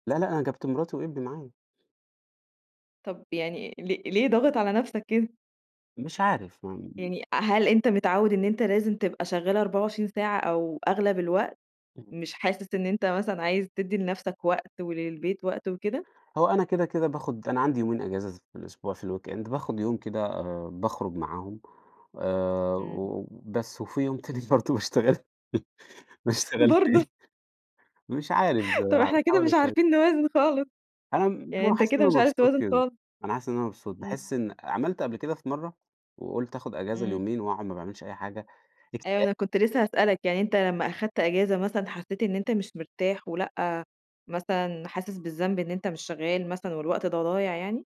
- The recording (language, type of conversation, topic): Arabic, podcast, إزاي تقدر توازن بين الشغل وحياتك الشخصية؟
- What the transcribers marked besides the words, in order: in English: "الweekend"; laughing while speaking: "باشتغل باشتغل"; chuckle; other background noise